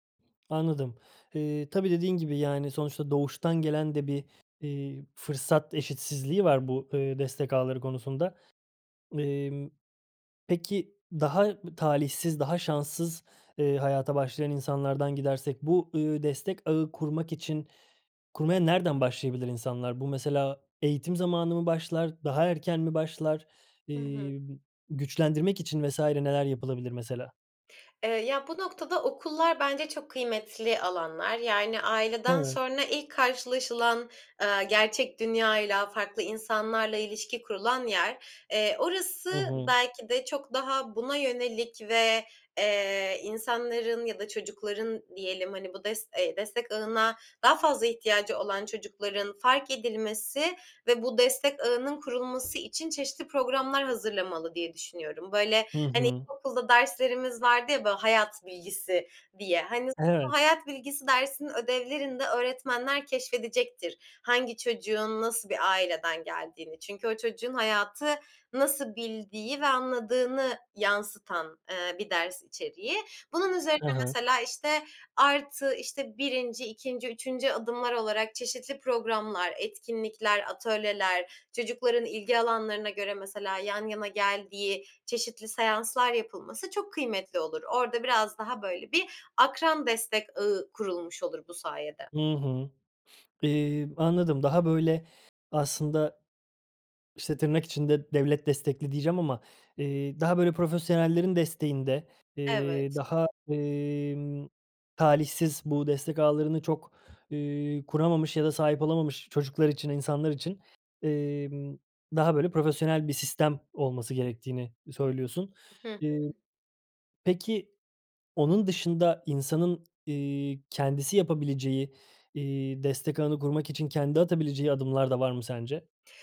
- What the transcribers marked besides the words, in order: tapping; other background noise
- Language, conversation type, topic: Turkish, podcast, Destek ağı kurmak iyileşmeyi nasıl hızlandırır ve nereden başlamalıyız?